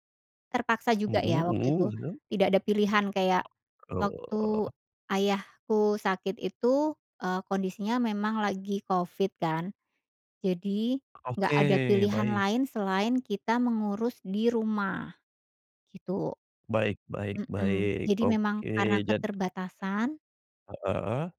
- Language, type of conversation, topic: Indonesian, podcast, Pengalaman belajar informal apa yang paling mengubah hidupmu?
- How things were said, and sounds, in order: unintelligible speech; other background noise